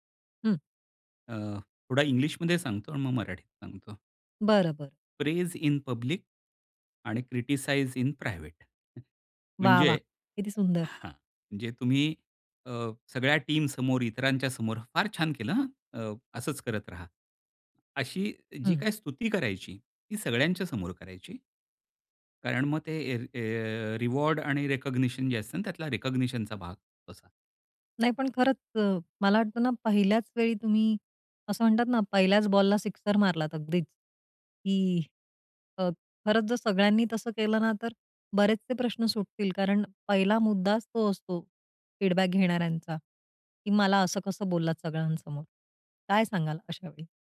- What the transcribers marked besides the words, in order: in English: "प्रेज इन पब्लिक"; in English: "क्रिटिसाइज इन प्रायव्हेट"; other noise; in English: "टीमसमोर"; in English: "रिकॉग्निशन"; in English: "रिकॉग्निशनचा"; tapping; in English: "फीडबॅक"
- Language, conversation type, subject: Marathi, podcast, फीडबॅक देताना तुमची मांडणी कशी असते?